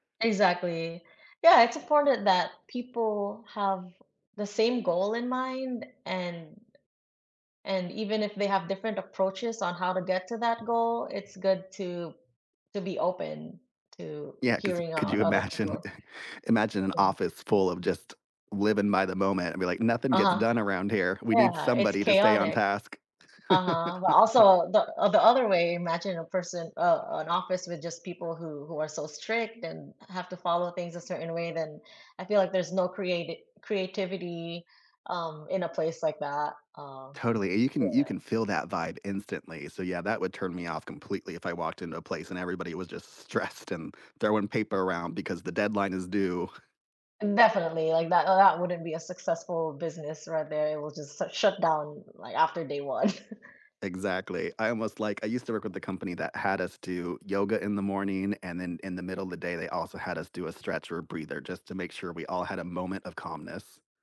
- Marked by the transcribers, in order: laughing while speaking: "imagine"; laugh; chuckle; tapping; other background noise
- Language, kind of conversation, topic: English, unstructured, How do planning and improvisation each contribute to success at work?
- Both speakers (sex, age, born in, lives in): female, 30-34, Philippines, United States; male, 35-39, United States, United States